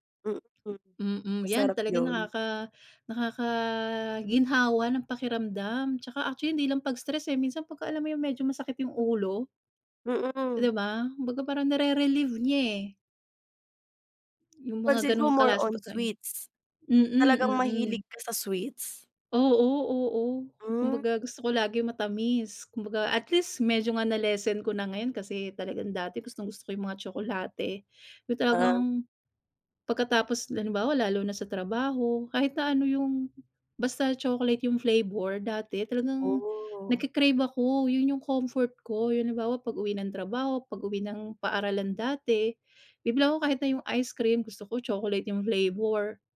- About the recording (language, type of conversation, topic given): Filipino, podcast, Ano ang paborito mong pagkaing pampagaan ng pakiramdam, at bakit?
- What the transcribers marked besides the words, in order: in English: "more on sweets"; drawn out: "Oh"